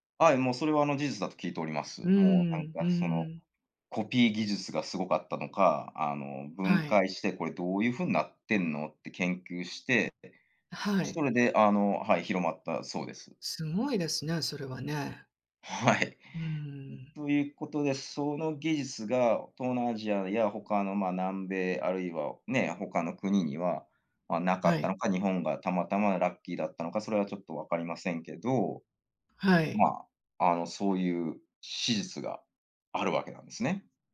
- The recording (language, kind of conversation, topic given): Japanese, unstructured, 歴史の中で、特に予想外だった出来事は何ですか？
- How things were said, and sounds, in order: none